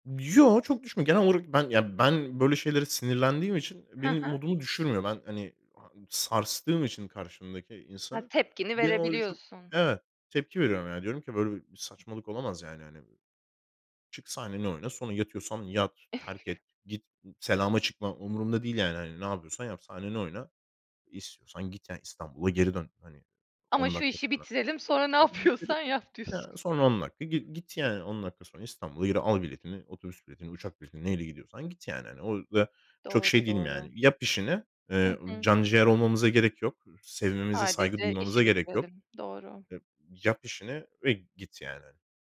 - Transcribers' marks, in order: other background noise; chuckle; laughing while speaking: "sonra ne yapıyorsan yap. diyorsun"; unintelligible speech; tapping
- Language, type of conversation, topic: Turkish, podcast, En unutulmaz canlı performansını anlatır mısın?